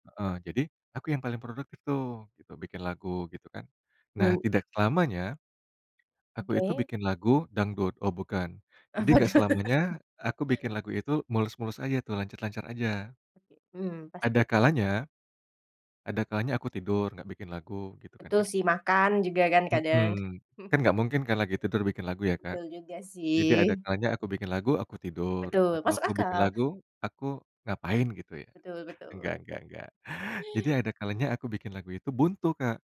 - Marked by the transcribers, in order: tapping; laughing while speaking: "Apa tuh?"; chuckle; other background noise; chuckle
- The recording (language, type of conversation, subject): Indonesian, podcast, Gimana biasanya kamu ngatasin rasa buntu kreatif?